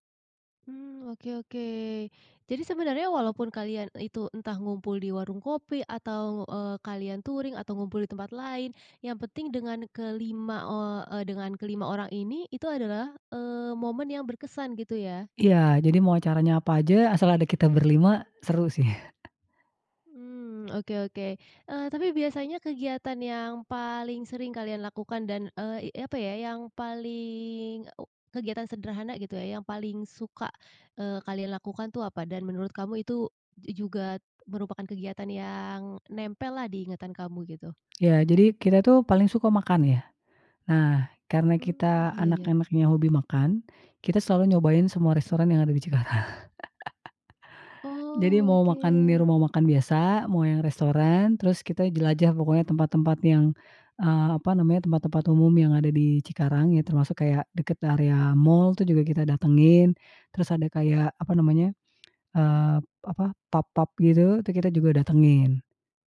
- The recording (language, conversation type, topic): Indonesian, podcast, Apa trikmu agar hal-hal sederhana terasa berkesan?
- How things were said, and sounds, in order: "Cikarang" said as "Cikara"; chuckle